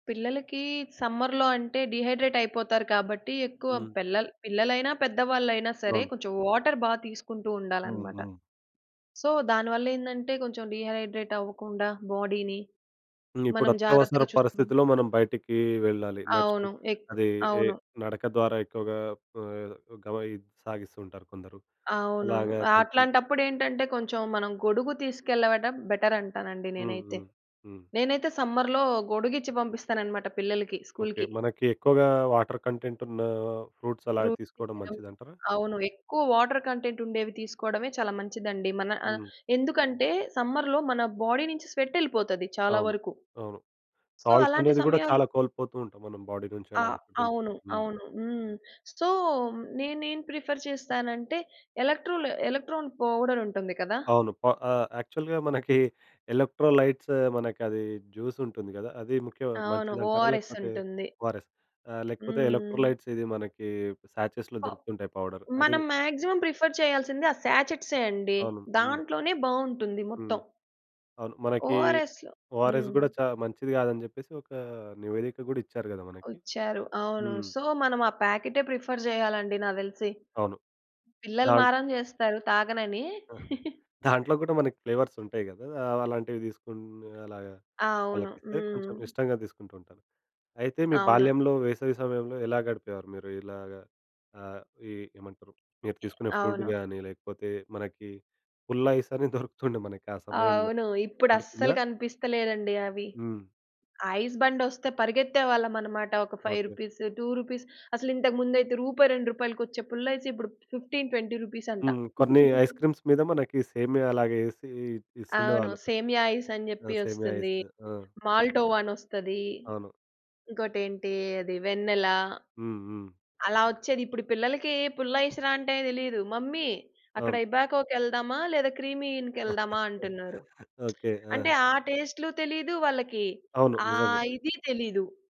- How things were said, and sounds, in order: in English: "సమ్మర్‌లో"; in English: "డీహైడ్రేట్"; in English: "వాటర్"; in English: "సో"; in English: "డీహైడ్రేట్"; in English: "బాడీ‌ని"; in English: "బెటర్"; in English: "సమ్మర్‌లో"; in English: "వాటర్ కంటెంట్"; in English: "ఫ్రూట్స్"; in English: "వాటర్ కంటెంట్"; in English: "సమ్మర్‌లో"; in English: "బాడీ"; in English: "స్వెట్"; in English: "సాల్ట్స్"; in English: "సో"; in English: "బాడీ"; in English: "సో"; in English: "ప్రిఫర్"; in English: "ఎలక్‌ట్రోల్ ఎలక్ట్రాన్ పౌడర్"; in English: "యాక్చువల్‌గా"; in English: "ఎలక్ట్రోలైట్స్"; in English: "జ్యూస్"; in English: "ఓఆర్ఎస్"; in English: "ఓఆర్‌ఎస్"; in English: "ఎలక్ట్రోలైట్స్"; in English: "సాచెస్‌లో"; in English: "పౌడర్"; in English: "మాక్సిమం ప్రిఫర్"; in English: "ఓఆర్‌ఎస్"; in English: "ఓఆర్ఎస్‌లొ"; in English: "సో"; in English: "ప్రిఫర్"; giggle; other background noise; in English: "ఫ్లేవర్స్"; in English: "ఫుడ్"; giggle; in English: "ఐస్"; in English: "ఫైవ్ రూపీస్, టూ రూపీస్"; in English: "ఐస్‌క్రీమ్స్"; giggle; in English: "మాల్టోవా"; in English: "మమ్మీ"; in English: "ఇబాకో"; in English: "క్రీమీ ఇన్‌కి"; giggle; lip smack
- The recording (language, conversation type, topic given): Telugu, podcast, సీజన్ మారినప్పుడు మీ ఆహార అలవాట్లు ఎలా మారుతాయి?